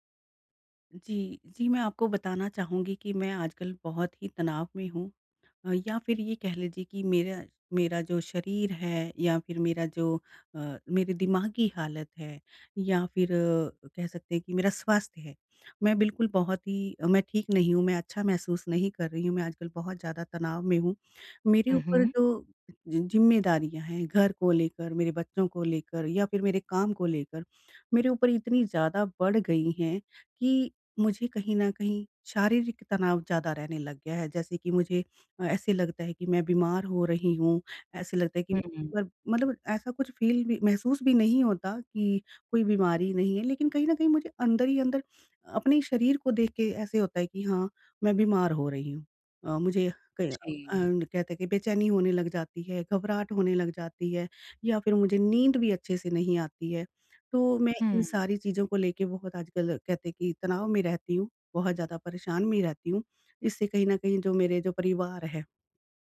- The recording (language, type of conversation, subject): Hindi, advice, शारीरिक तनाव कम करने के त्वरित उपाय
- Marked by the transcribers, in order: in English: "फील"; in English: "एंड"